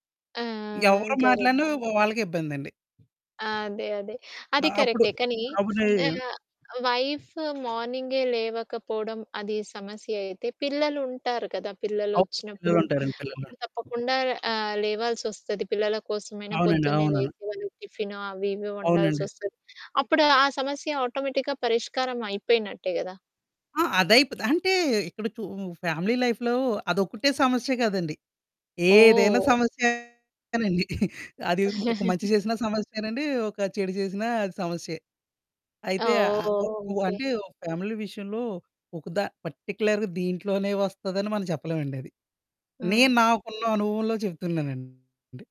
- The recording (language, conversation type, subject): Telugu, podcast, వివాదాలు వచ్చినప్పుడు వాటిని పరిష్కరించే సరళమైన మార్గం ఏది?
- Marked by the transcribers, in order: other background noise; in English: "వైఫ్"; distorted speech; in English: "ఆటోమేటిక్‌గా"; in English: "ఫ్యామిలీ లైఫ్‌లో"; giggle; laugh; in English: "ఫ్యామిలీ"; in English: "పర్టిక్యులర్‌గా"